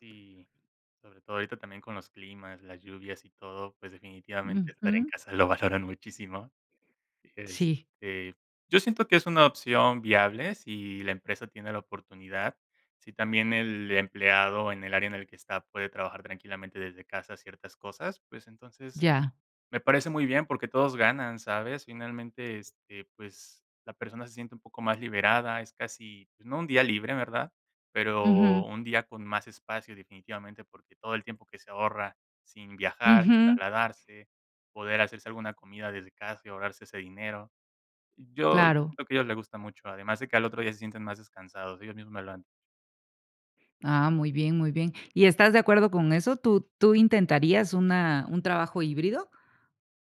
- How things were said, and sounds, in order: none
- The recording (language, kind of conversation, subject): Spanish, podcast, ¿Qué opinas del teletrabajo frente al trabajo en la oficina?